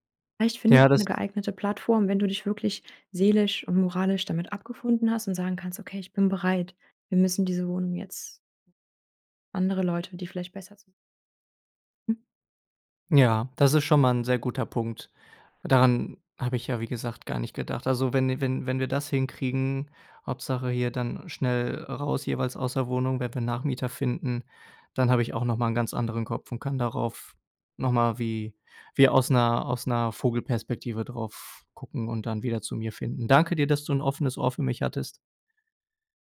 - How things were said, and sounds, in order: none
- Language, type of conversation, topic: German, advice, Wie möchtest du die gemeinsame Wohnung nach der Trennung regeln und den Auszug organisieren?
- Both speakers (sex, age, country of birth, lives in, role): female, 30-34, Ukraine, Germany, advisor; male, 30-34, Germany, Germany, user